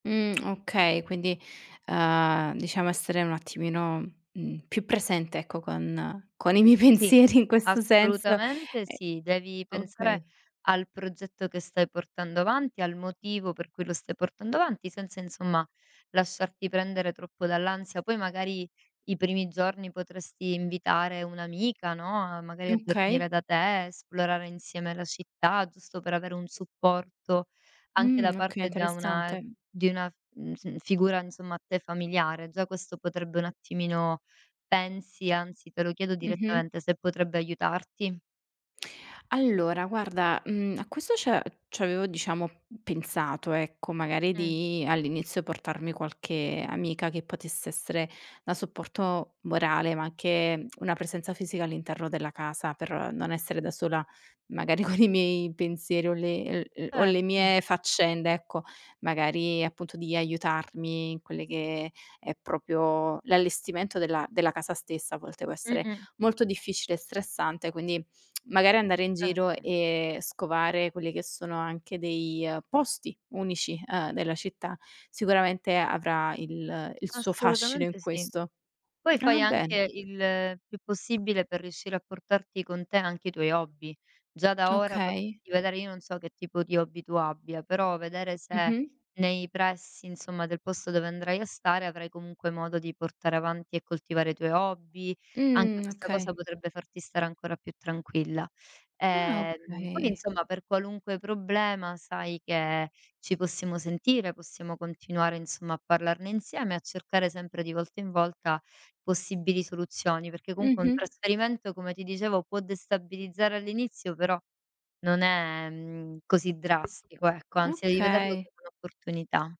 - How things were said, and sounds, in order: tongue click; laughing while speaking: "con i miei pensieri in questo senso"; "Okay" said as "mkay"; lip smack; laughing while speaking: "con i miei"; "proprio" said as "propio"; tongue click; tapping; "comunque" said as "cunque"
- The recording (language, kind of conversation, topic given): Italian, advice, Come ci si può trasferire in una nuova città senza conoscere nessuno?